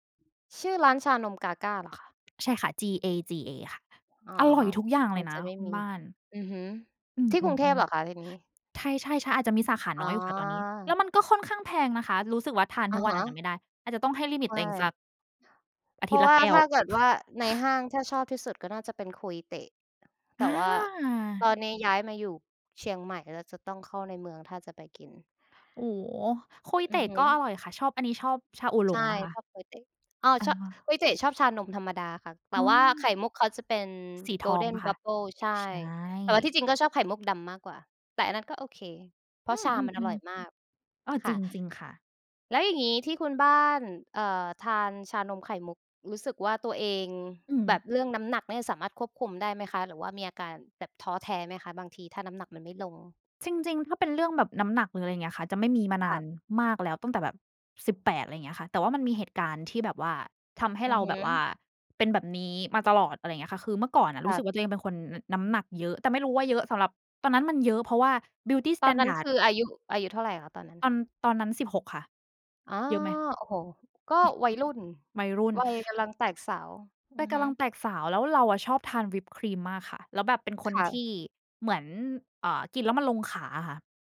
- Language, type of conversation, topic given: Thai, unstructured, เคยรู้สึกท้อแท้ไหมเมื่อพยายามลดน้ำหนักแล้วไม่สำเร็จ?
- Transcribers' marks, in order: other background noise; tapping; in English: "Beauty Standard"